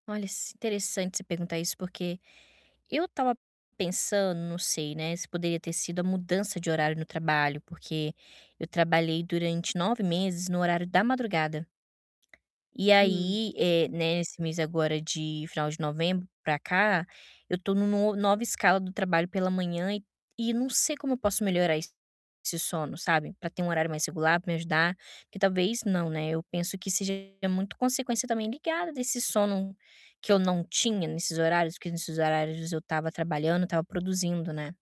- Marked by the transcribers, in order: distorted speech; tapping; other background noise
- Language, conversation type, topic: Portuguese, advice, Como posso melhorar a higiene do sono mantendo um horário consistente para dormir e acordar?